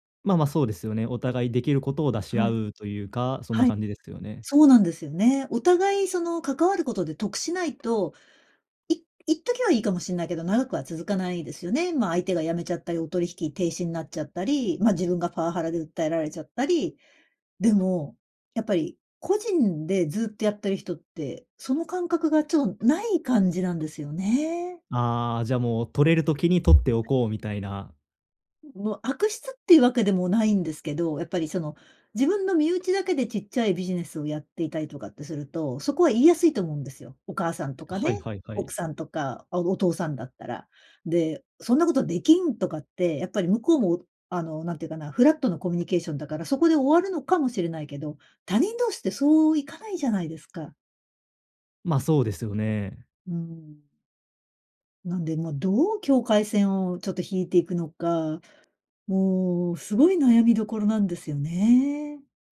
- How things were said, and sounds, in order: none
- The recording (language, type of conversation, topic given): Japanese, advice, 他者の期待と自己ケアを両立するには、どうすればよいですか？